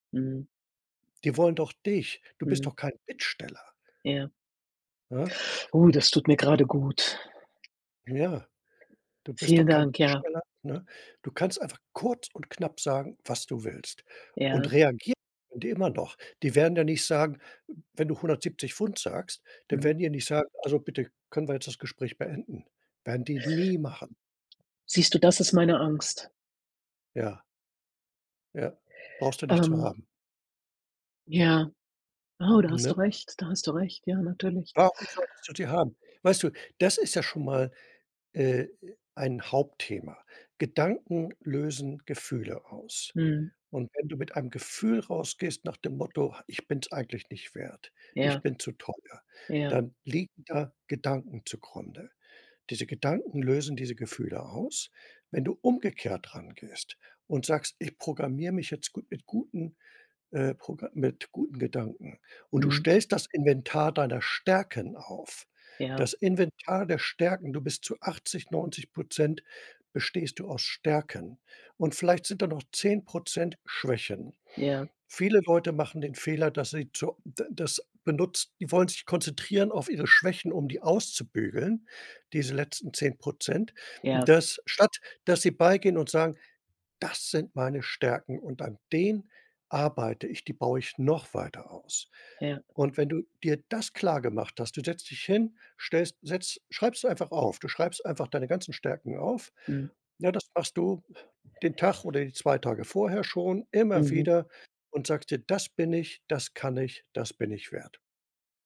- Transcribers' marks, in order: unintelligible speech; other background noise; inhale
- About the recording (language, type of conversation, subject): German, advice, Wie kann ich meine Unsicherheit vor einer Gehaltsverhandlung oder einem Beförderungsgespräch überwinden?